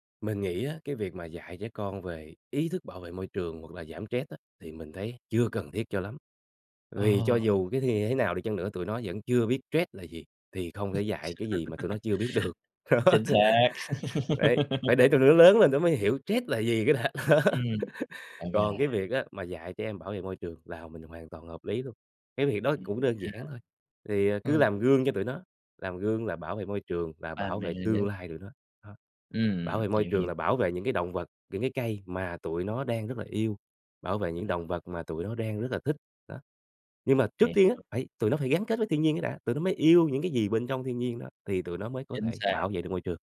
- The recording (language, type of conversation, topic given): Vietnamese, podcast, Theo bạn, làm thế nào để trẻ em yêu thiên nhiên hơn?
- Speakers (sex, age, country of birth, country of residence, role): male, 20-24, Vietnam, Vietnam, guest; male, 30-34, Vietnam, Vietnam, host
- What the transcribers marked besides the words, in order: other background noise; laugh; laughing while speaking: "đó"; laugh; laughing while speaking: "đó"; laugh; tapping